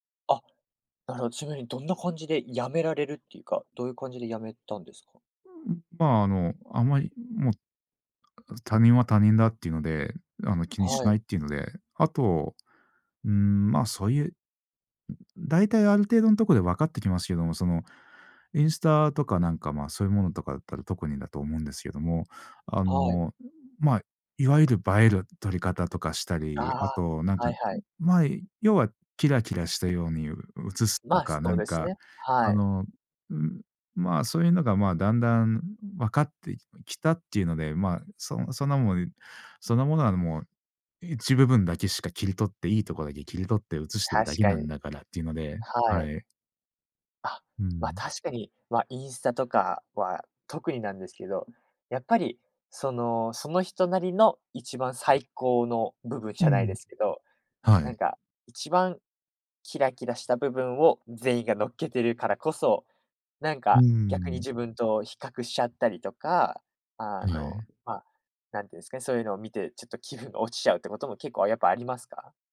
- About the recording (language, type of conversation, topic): Japanese, podcast, SNSと気分の関係をどう捉えていますか？
- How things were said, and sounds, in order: other noise; other background noise; groan